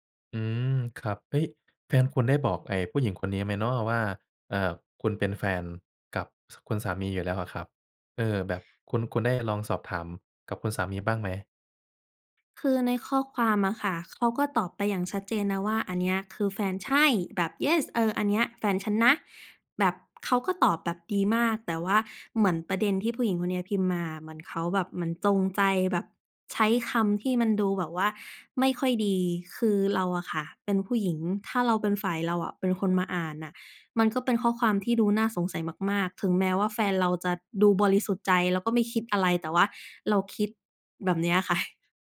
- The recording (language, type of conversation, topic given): Thai, advice, คุณควรทำอย่างไรเมื่อรู้สึกไม่เชื่อใจหลังพบข้อความน่าสงสัย?
- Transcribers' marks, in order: laughing while speaking: "ค่ะ"